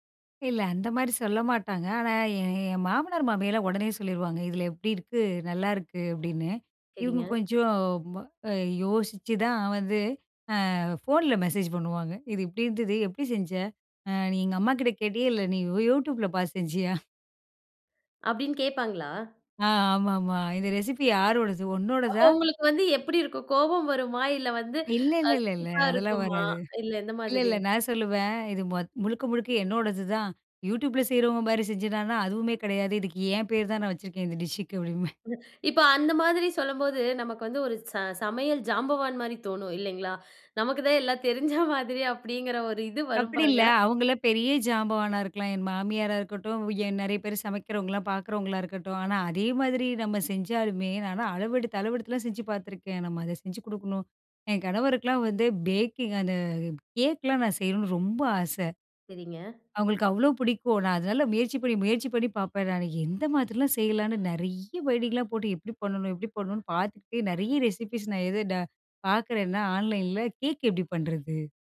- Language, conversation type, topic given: Tamil, podcast, சமையல் மூலம் அன்பை எப்படி வெளிப்படுத்தலாம்?
- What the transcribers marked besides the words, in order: laughing while speaking: "பாத்து செஞ்சியா?"; in English: "ரெசிபி"; other background noise; in English: "டிஷ்ஷுக்கு"; laughing while speaking: "அப்டின்ம்பேன்"; unintelligible speech; laughing while speaking: "தெரிஞ்ச மாதிரி"; in English: "வேடிங்லாம்"; in English: "ரெசிப்பீஸ்"